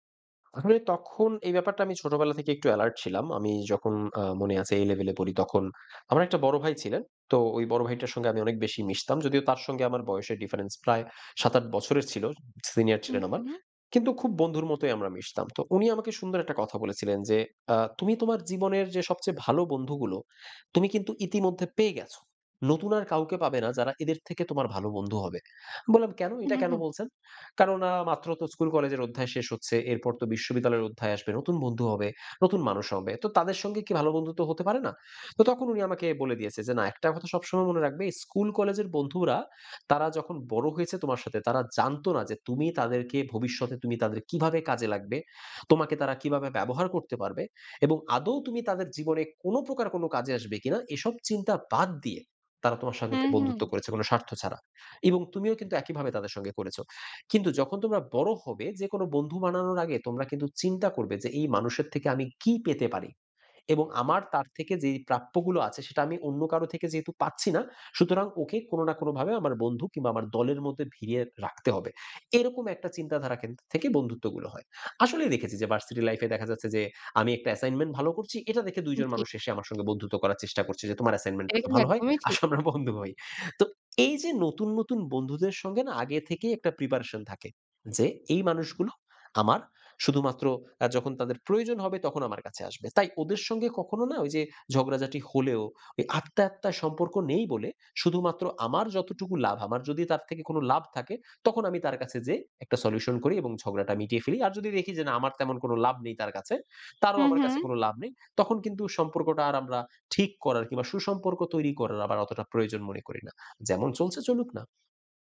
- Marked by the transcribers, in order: in English: "difference"; "কেননা" said as "কাননা"; tapping; laughing while speaking: "আসো আমরা বন্ধু হই"; horn
- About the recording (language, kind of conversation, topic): Bengali, podcast, পুরনো ও নতুন বন্ধুত্বের মধ্যে ভারসাম্য রাখার উপায়